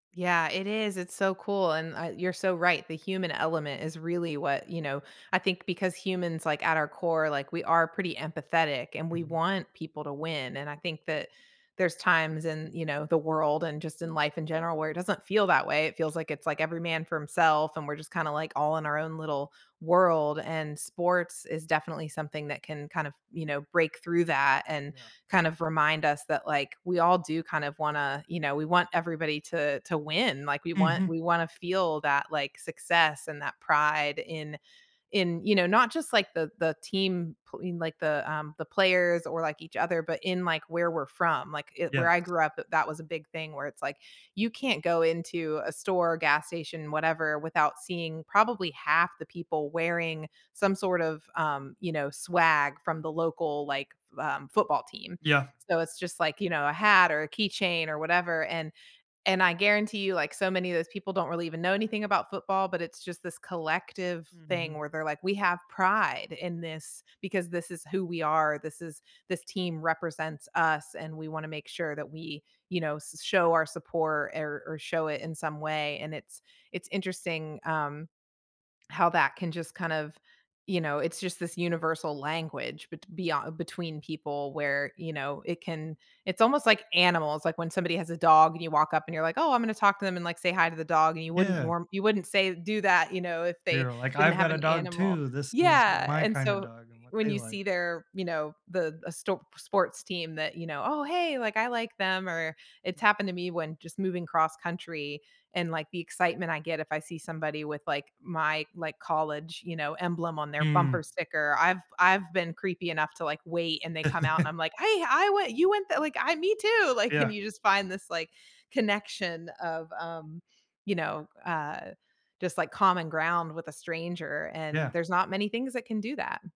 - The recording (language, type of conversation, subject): English, unstructured, How can local sports help you feel at home and build lasting community bonds?
- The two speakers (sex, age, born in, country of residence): female, 40-44, United States, United States; male, 35-39, United States, United States
- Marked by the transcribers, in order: chuckle; laughing while speaking: "Like"